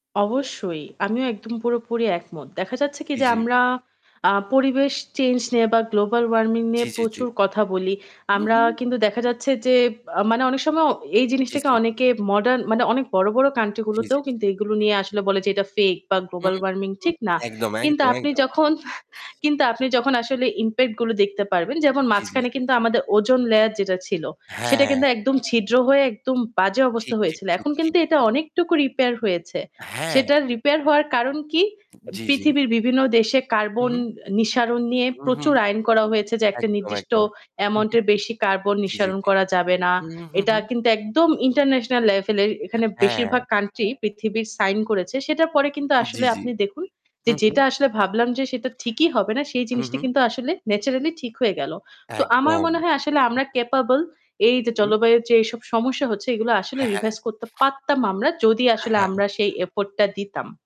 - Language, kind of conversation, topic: Bengali, unstructured, জলবায়ু পরিবর্তন সম্পর্কে আপনার মতামত কী?
- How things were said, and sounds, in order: static; in English: "global warming"; distorted speech; chuckle; in English: "ozone layer"; "নিঃসরণ" said as "নিসারণ"; "নিঃসরণ" said as "নিসারণ"; in English: "international level"; in English: "revise"